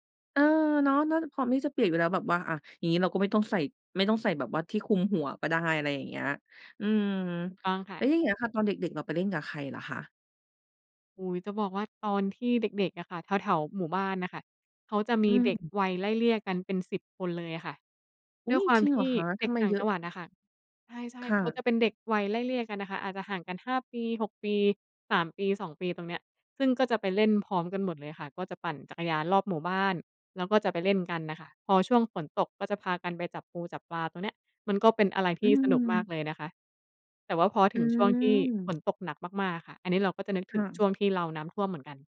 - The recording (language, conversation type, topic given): Thai, podcast, กิจกรรมในวันที่ฝนตกที่ทำให้คุณยิ้มคืออะไร?
- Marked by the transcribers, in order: none